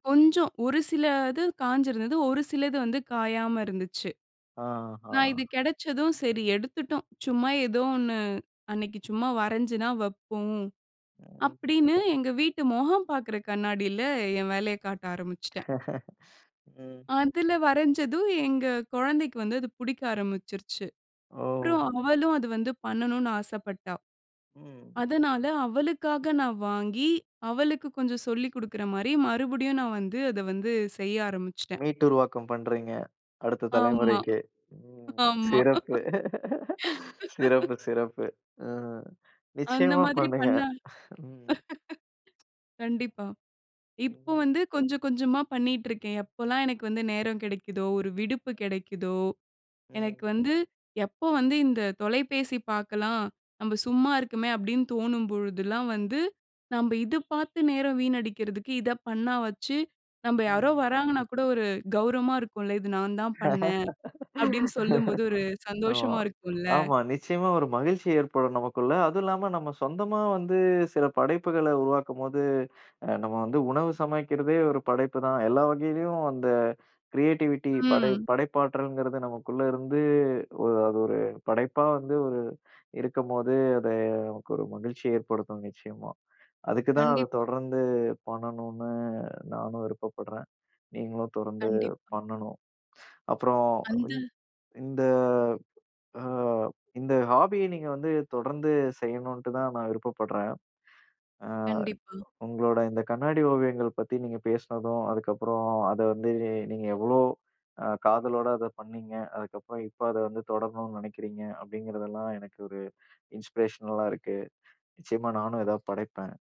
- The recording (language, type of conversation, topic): Tamil, podcast, ஏற்கனவே விட்டுவிட்ட உங்கள் பொழுதுபோக்கை மீண்டும் எப்படி தொடங்குவீர்கள்?
- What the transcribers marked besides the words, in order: other background noise; "முகம்" said as "மொகம்"; chuckle; laughing while speaking: "ஆமா"; laugh; chuckle; laughing while speaking: "பண்ணுங்க. ம்"; other noise; laugh; in English: "கிரியேட்டிவிட்டி"; in English: "ஹாபிய"; in English: "இன்ஸ்பிரேஷனலா"